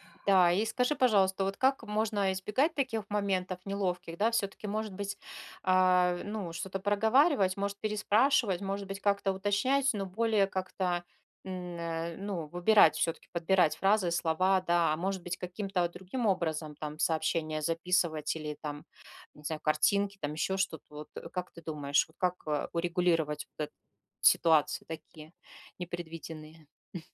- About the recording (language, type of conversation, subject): Russian, advice, Как справиться с непониманием в переписке, вызванным тоном сообщения?
- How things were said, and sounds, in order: tapping; chuckle